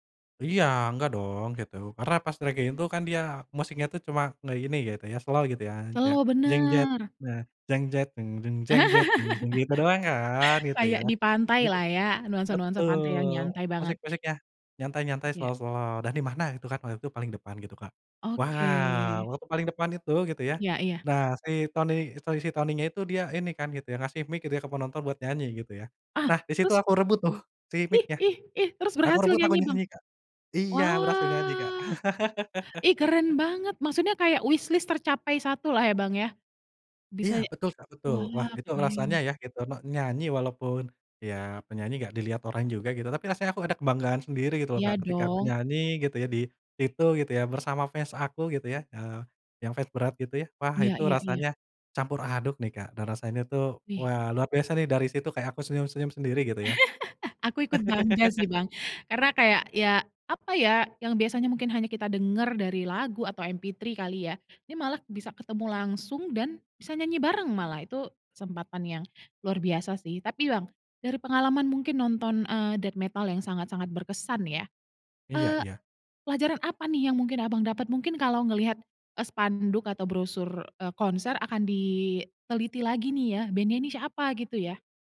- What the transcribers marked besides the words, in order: in English: "Slow"; in English: "slow"; other noise; laugh; in English: "slow-slow"; laugh; in English: "wishlist"; laugh; in English: "MP3"; other background noise
- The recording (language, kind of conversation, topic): Indonesian, podcast, Ceritakan konser paling berkesan yang pernah kamu tonton?